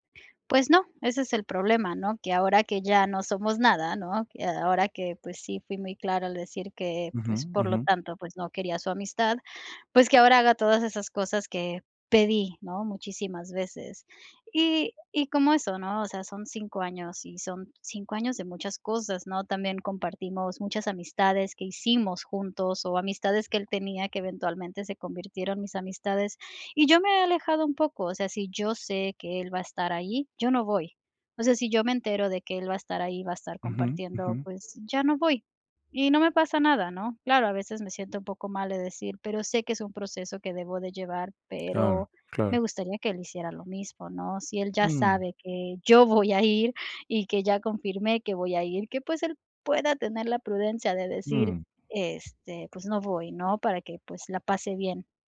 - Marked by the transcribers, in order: none
- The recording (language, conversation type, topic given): Spanish, advice, ¿Cómo puedo poner límites claros a mi ex que quiere ser mi amigo?